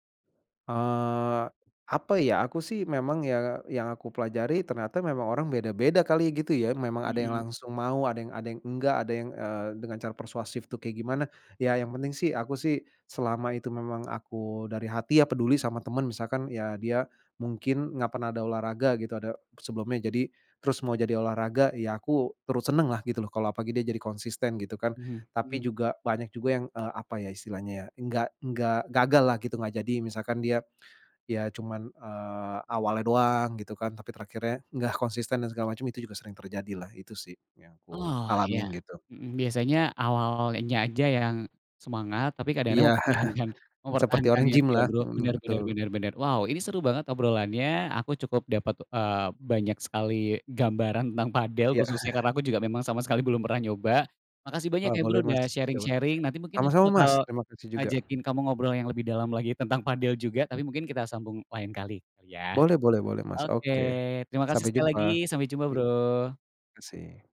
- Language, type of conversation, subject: Indonesian, podcast, Apa langkah pertama yang kamu lakukan saat ada orang yang ingin ikut mencoba?
- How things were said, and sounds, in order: tapping; laughing while speaking: "mempertahankan"; chuckle; chuckle; in English: "sharing-sharing"; unintelligible speech; other background noise